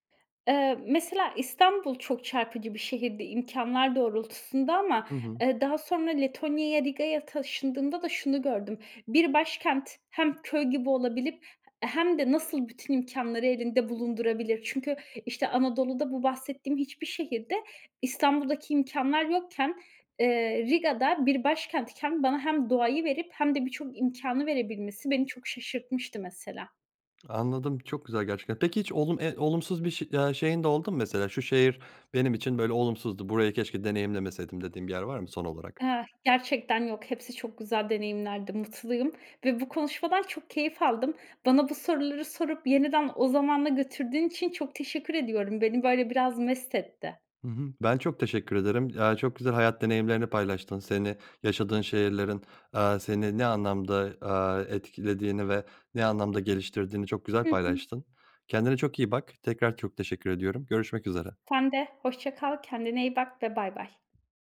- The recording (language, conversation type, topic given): Turkish, podcast, Bir şehir seni hangi yönleriyle etkiler?
- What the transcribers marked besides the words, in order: other background noise